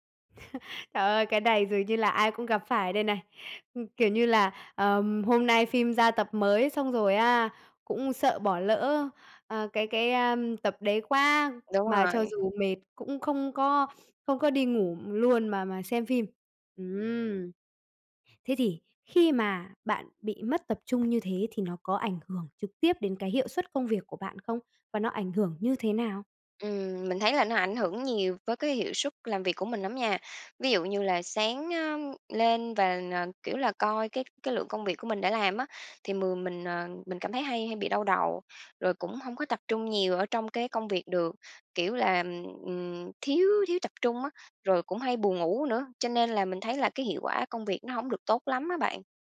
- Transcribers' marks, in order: laugh; sniff; tapping
- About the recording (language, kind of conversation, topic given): Vietnamese, advice, Làm thế nào để giảm tình trạng mất tập trung do thiếu ngủ?